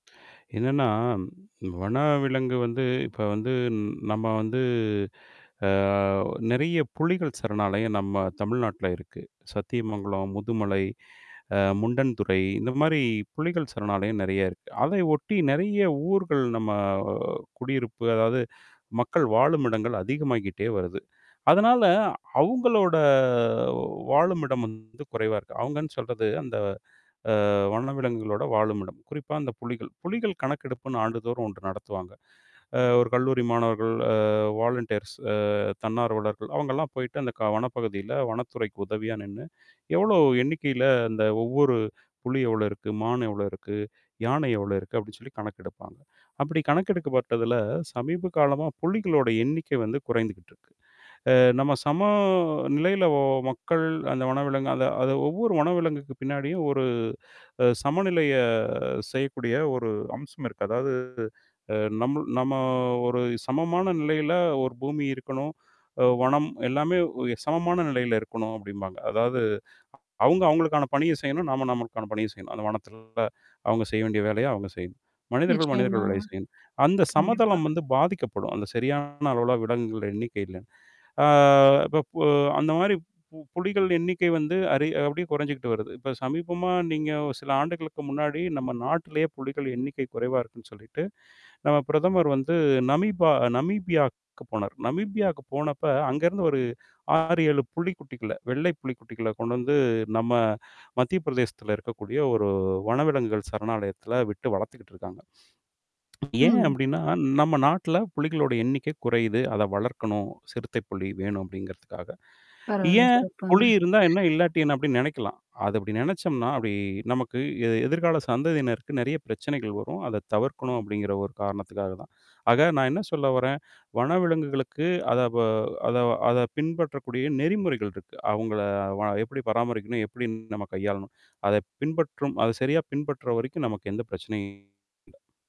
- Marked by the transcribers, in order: static; drawn out: "நம்ம"; drawn out: "அவுங்களோட"; in English: "வாலின்டியர்ஸ்"; drawn out: "சம"; distorted speech; other background noise; drawn out: "ஆ"; swallow; other noise; tapping
- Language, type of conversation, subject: Tamil, podcast, வனவிலங்கைப் பார்க்கும் போது எந்த அடிப்படை நெறிமுறைகளைப் பின்பற்ற வேண்டும்?
- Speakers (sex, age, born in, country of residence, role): female, 30-34, India, India, host; male, 40-44, India, India, guest